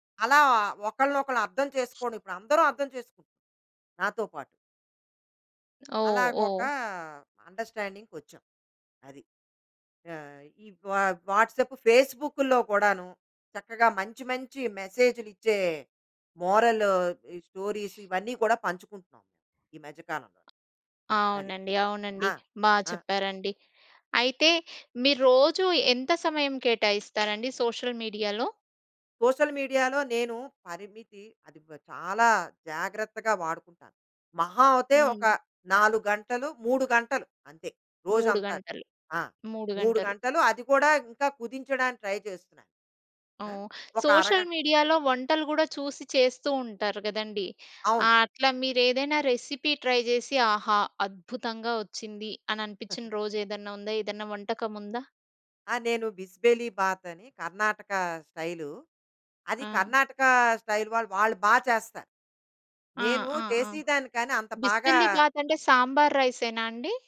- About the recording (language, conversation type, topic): Telugu, podcast, సోషల్ మీడియా మీ జీవితాన్ని ఎలా మార్చింది?
- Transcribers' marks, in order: other background noise; in English: "ఈ వా వాట్సాప్"; in English: "మోరల్"; in English: "స్టోరీస్"; other street noise; in English: "సోషల్ మీడియాలో?"; in English: "సోషల్ మీడియాలో"; in English: "ట్రై"; in English: "రెసిపీ ట్రై"; chuckle; in English: "బిసి బేలే బాత్"; in English: "స్టైల్"; in English: "బిస్మిల్లీ బాత్"